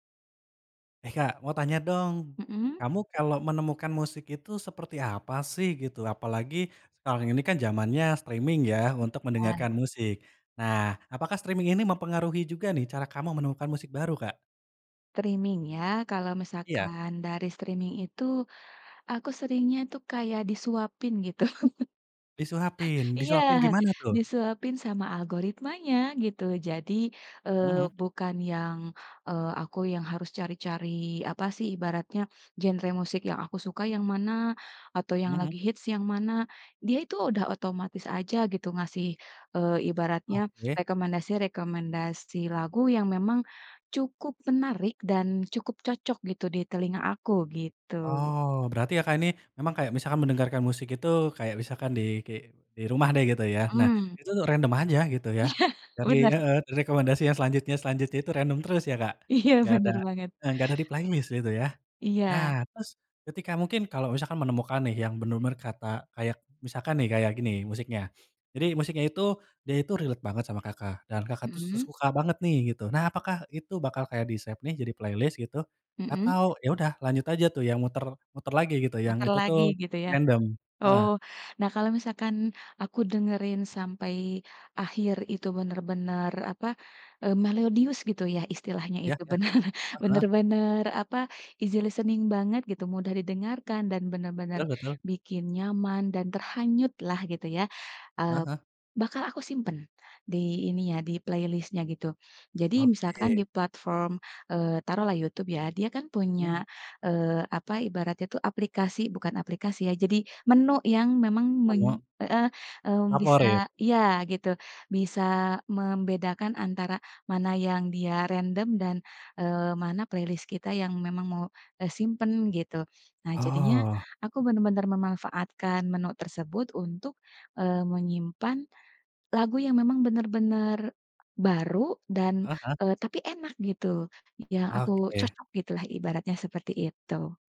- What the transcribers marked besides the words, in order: in English: "streaming"; other background noise; in English: "streaming"; in English: "Streaming"; in English: "streaming"; laughing while speaking: "gitu"; chuckle; laughing while speaking: "Iya"; laughing while speaking: "Iya"; in English: "playlist"; in English: "relate"; in English: "di-save"; in English: "playlist"; laughing while speaking: "benar"; in English: "easy-listening"; tapping; in English: "playlist-nya"; in English: "playlist"
- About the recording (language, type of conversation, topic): Indonesian, podcast, Bagaimana layanan streaming memengaruhi cara kamu menemukan musik baru?